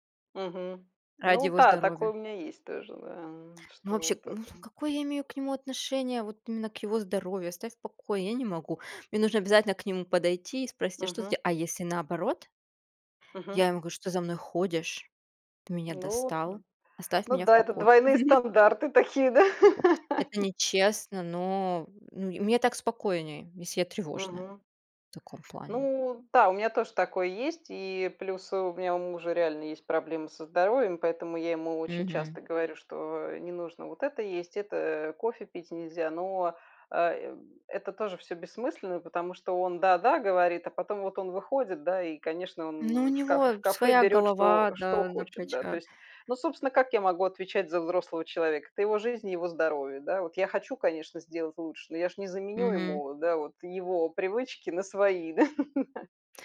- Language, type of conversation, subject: Russian, unstructured, Как ты относишься к контролю в отношениях?
- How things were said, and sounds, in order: chuckle; tapping; laugh; chuckle